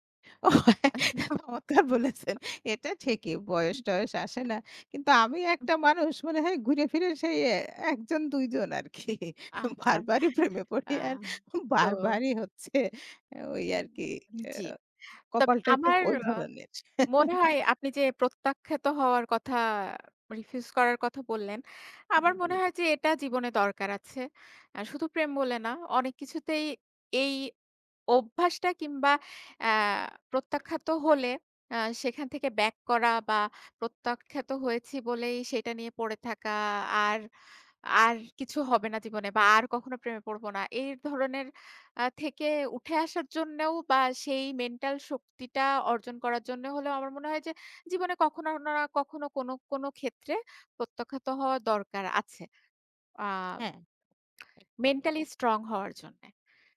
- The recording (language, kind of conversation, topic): Bengali, unstructured, প্রথমবার কাউকে ভালো লাগার অনুভূতিটা তোমার কাছে কেমন?
- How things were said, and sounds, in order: laughing while speaking: "ও হ্যাঁ, চমৎকার বলেছেন। এটা … হচ্ছে ওই আরকি"; tapping; laughing while speaking: "আ তো"; other background noise; tongue click